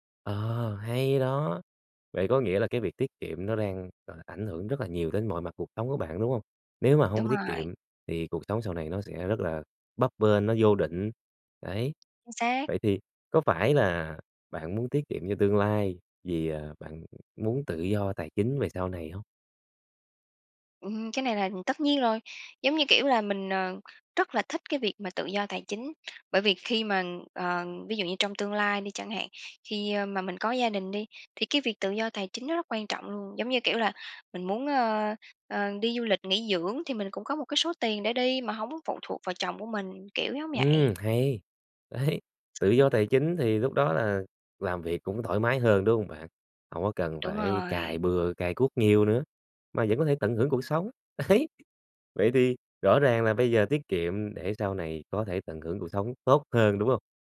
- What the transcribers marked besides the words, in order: tapping; other background noise; laughing while speaking: "Đấy"
- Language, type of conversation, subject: Vietnamese, podcast, Bạn cân bằng giữa tiết kiệm và tận hưởng cuộc sống thế nào?